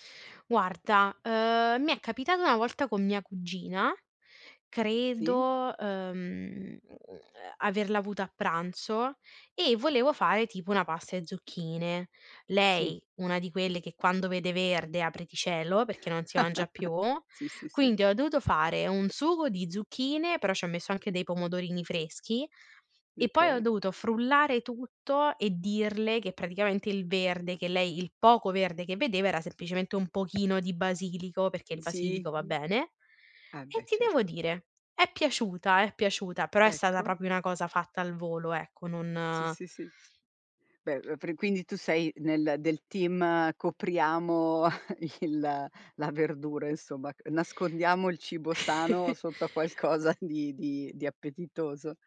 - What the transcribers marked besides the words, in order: "Guarda" said as "uarda"; chuckle; tapping; "proprio" said as "propio"; chuckle; laughing while speaking: "il"; chuckle; laughing while speaking: "qualcosa"
- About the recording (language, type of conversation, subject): Italian, podcast, Come prepari piatti nutrienti e veloci per tutta la famiglia?